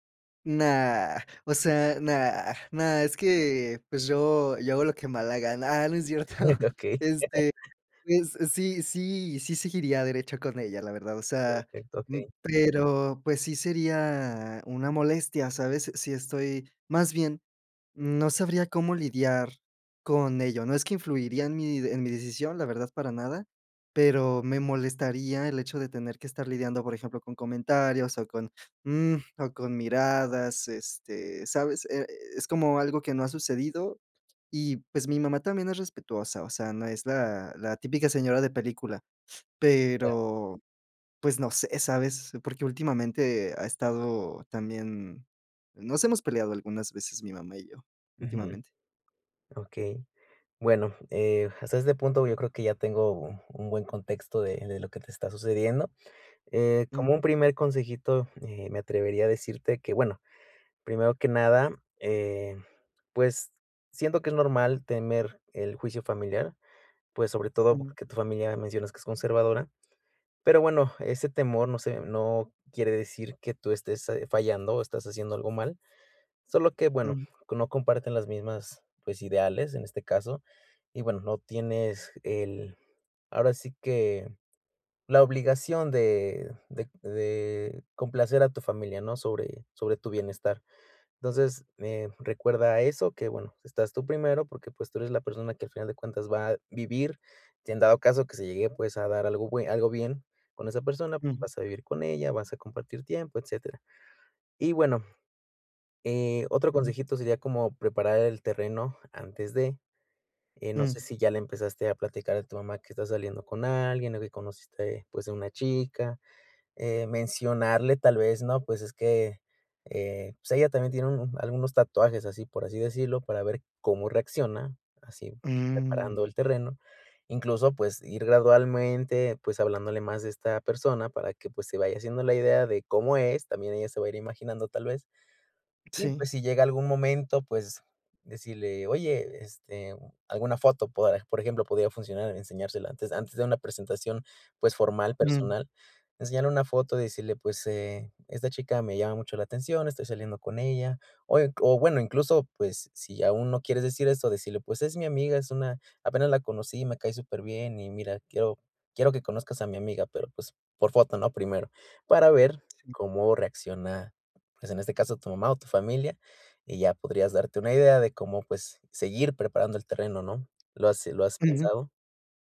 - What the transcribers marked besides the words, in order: laughing while speaking: "cierto"; unintelligible speech; laughing while speaking: "Okey"; chuckle
- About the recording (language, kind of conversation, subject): Spanish, advice, ¿Cómo puedo tomar decisiones personales sin dejarme guiar por las expectativas de los demás?